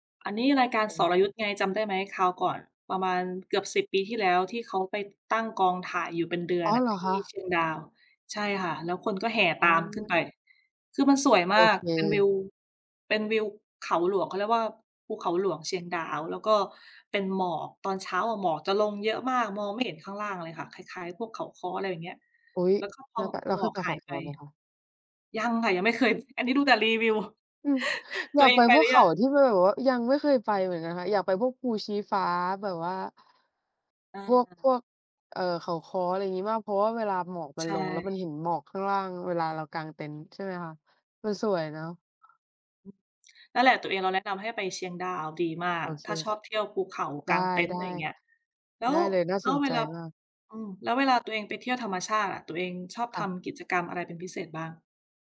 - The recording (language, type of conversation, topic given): Thai, unstructured, คุณชอบไปเที่ยวธรรมชาติที่ไหนมากที่สุด?
- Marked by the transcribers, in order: tapping; chuckle; other noise; lip smack